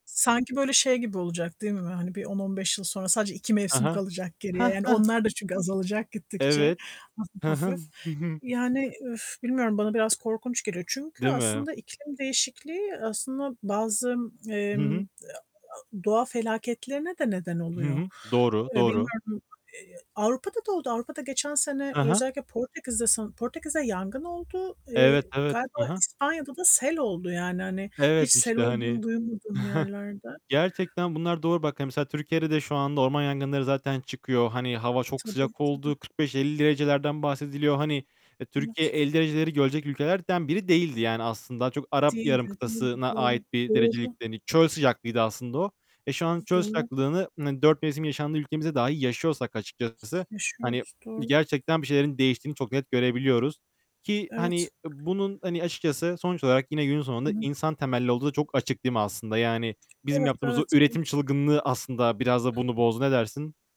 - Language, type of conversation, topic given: Turkish, unstructured, Sizce iklim değişikliğini yeterince ciddiye alıyor muyuz?
- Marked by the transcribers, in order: tapping; distorted speech; other background noise; chuckle